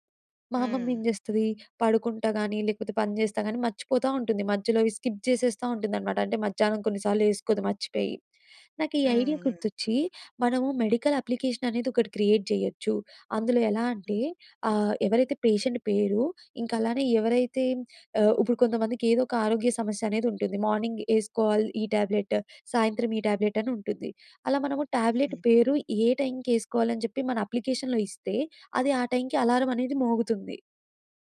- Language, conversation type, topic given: Telugu, podcast, నీ ప్యాషన్ ప్రాజెక్ట్ గురించి చెప్పగలవా?
- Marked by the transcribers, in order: in English: "స్కిప్"; in English: "మెడికల్ అప్లికేషన్"; in English: "క్రియేట్"; in English: "మార్నింగ్"; in English: "ట్యాబ్లెట్"; in English: "ట్యాబ్లెట్"; in English: "ట్యాబ్లెట్"; in English: "అప్లికేషన్‍లో"